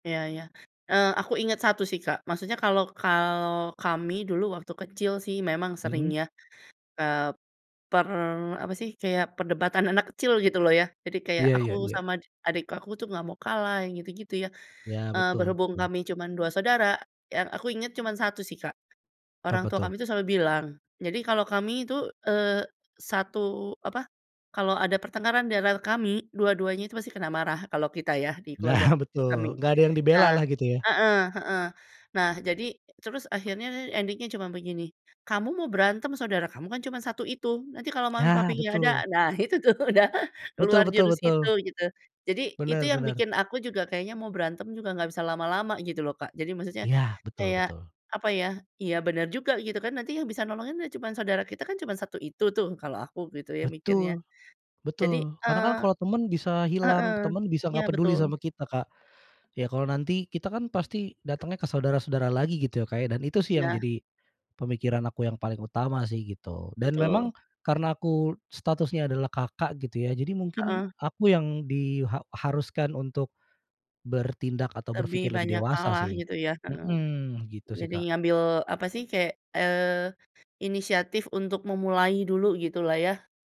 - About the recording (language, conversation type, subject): Indonesian, podcast, Apa yang membantumu memaafkan orang tua atau saudara?
- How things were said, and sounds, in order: laughing while speaking: "Nah"; in English: "ending-nya"; tapping; laughing while speaking: "itu tuh udah"